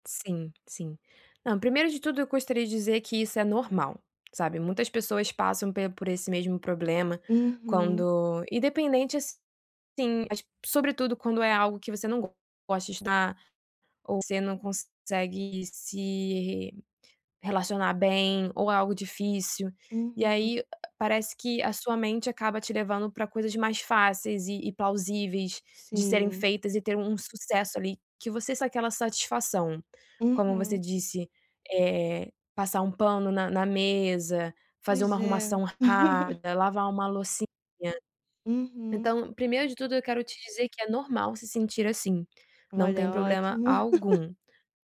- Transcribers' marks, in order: chuckle
- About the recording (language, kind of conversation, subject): Portuguese, advice, Como posso manter minha motivação e meu foco constantes todos os dias?